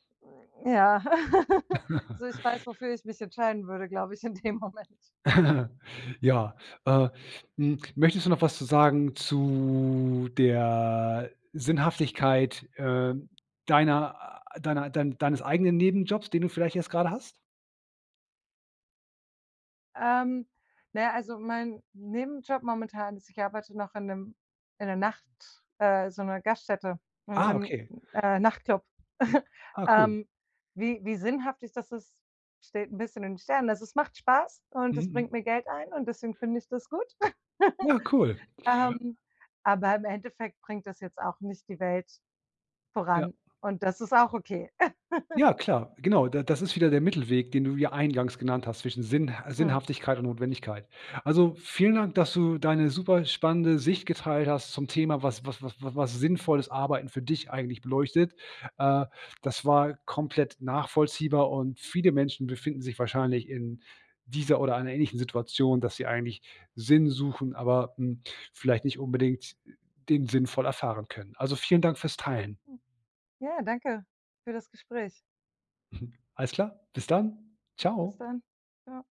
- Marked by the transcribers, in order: other noise; laugh; chuckle; laughing while speaking: "in dem Moment"; chuckle; drawn out: "zu der"; chuckle; "sinnhaft" said as "sinnhaftig"; chuckle; chuckle; chuckle; joyful: "Alles klar. Bis dann. Tschau"
- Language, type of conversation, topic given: German, podcast, Was bedeutet sinnvolles Arbeiten für dich?